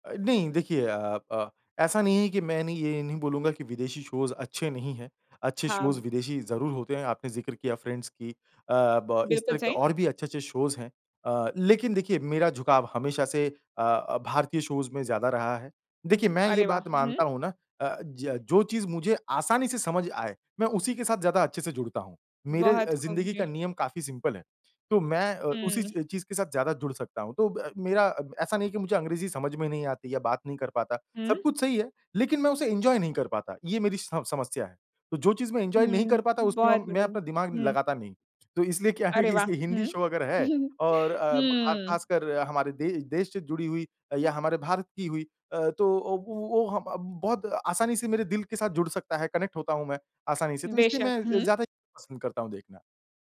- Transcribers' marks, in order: in English: "शोज़"; in English: "शोज़"; in English: "शोज़"; in English: "शोज़"; in English: "सिंपल"; in English: "एन्जॉय"; in English: "एन्जॉय"; laughing while speaking: "क्या है कि इसलिए हिंदी शो अगर है"; in English: "शो"; chuckle; in English: "कनेक्ट"
- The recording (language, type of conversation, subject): Hindi, podcast, आराम करने के लिए आप कौन-सा टीवी धारावाहिक बार-बार देखते हैं?